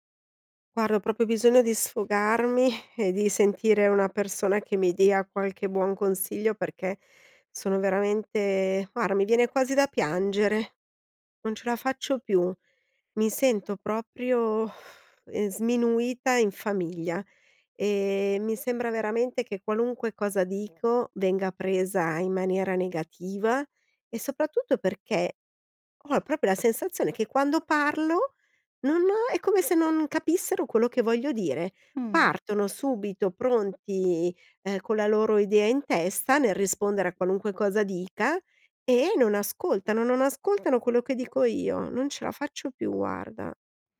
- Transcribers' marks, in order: "Guarda" said as "guara"; "proprio" said as "propio"; sigh; "guarda" said as "guara"; sigh; other background noise; sad: "dico io. Non ce la faccio più, guarda"
- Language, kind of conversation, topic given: Italian, advice, Come ti senti quando la tua famiglia non ti ascolta o ti sminuisce?